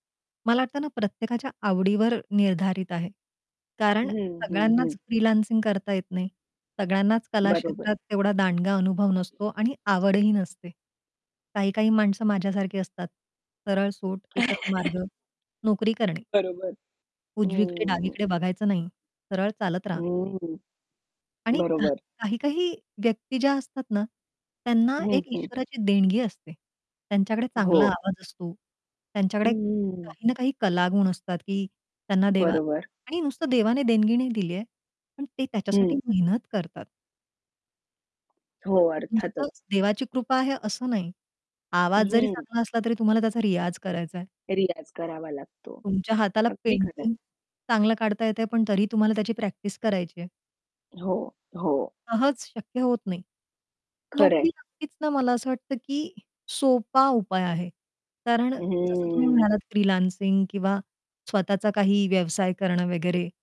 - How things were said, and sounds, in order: static; distorted speech; in English: "फ्रीलान्सिंग"; tapping; other background noise; chuckle; in English: "फ्रीलान्सिंग"
- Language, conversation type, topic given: Marathi, podcast, नोकरीची सुरक्षितता आणि तृप्ती यांमधील संघर्ष तुम्ही कसा सांभाळता?
- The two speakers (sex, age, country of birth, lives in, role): female, 30-34, India, India, host; female, 40-44, India, India, guest